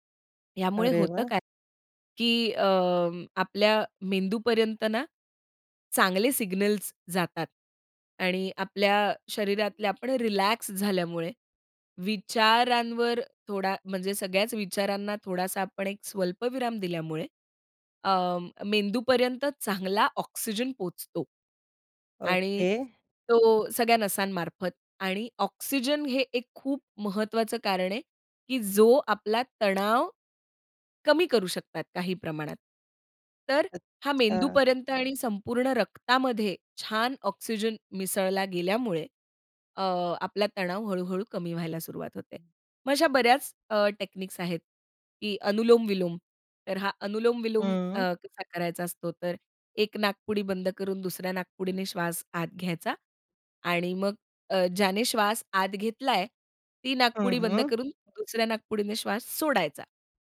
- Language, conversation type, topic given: Marathi, podcast, तणावाच्या वेळी श्वासोच्छ्वासाची कोणती तंत्रे तुम्ही वापरता?
- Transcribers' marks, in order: tapping; other noise; in English: "टेक्निक्स"